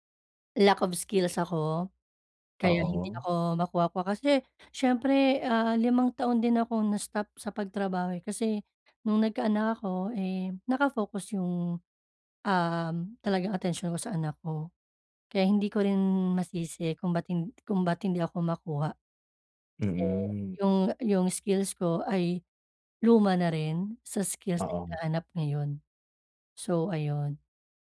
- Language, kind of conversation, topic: Filipino, advice, Bakit ako laging nag-aalala kapag inihahambing ko ang sarili ko sa iba sa internet?
- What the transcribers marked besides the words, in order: none